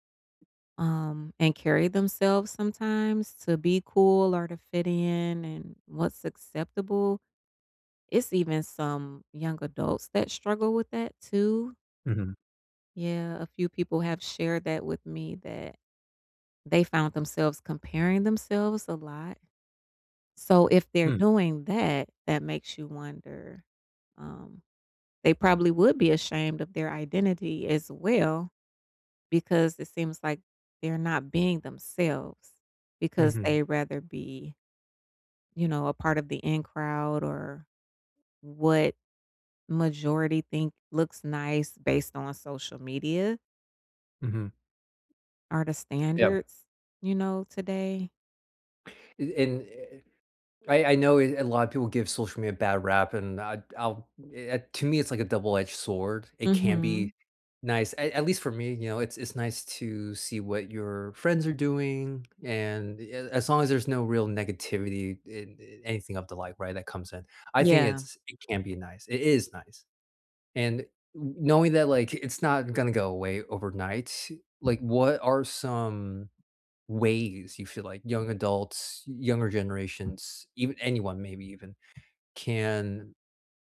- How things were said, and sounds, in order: other background noise
- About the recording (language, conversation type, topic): English, unstructured, Why do I feel ashamed of my identity and what helps?